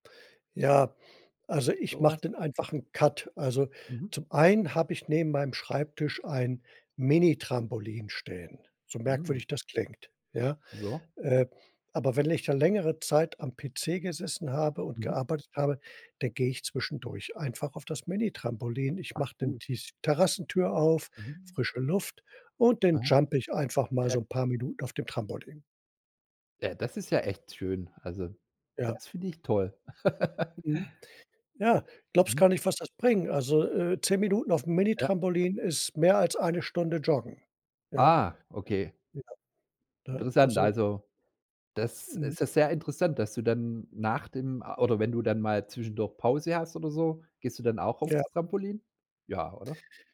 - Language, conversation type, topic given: German, podcast, Wie gelingt es dir, auch im Homeoffice wirklich abzuschalten?
- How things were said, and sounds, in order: in English: "Cut"; in English: "jump"; laugh